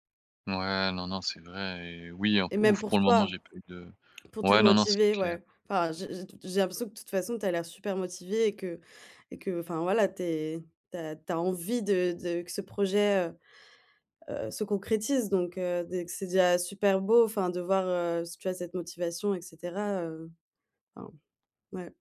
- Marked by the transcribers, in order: stressed: "envie"
- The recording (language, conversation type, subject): French, advice, Comment puis-je redéfinir mes limites entre le travail et la vie personnelle pour éviter l’épuisement professionnel ?